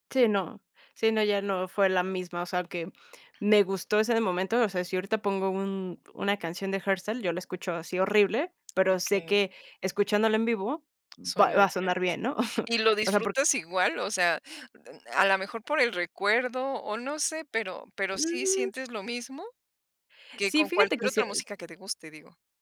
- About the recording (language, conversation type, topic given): Spanish, podcast, ¿Un concierto ha cambiado tu gusto musical?
- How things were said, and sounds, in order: chuckle; unintelligible speech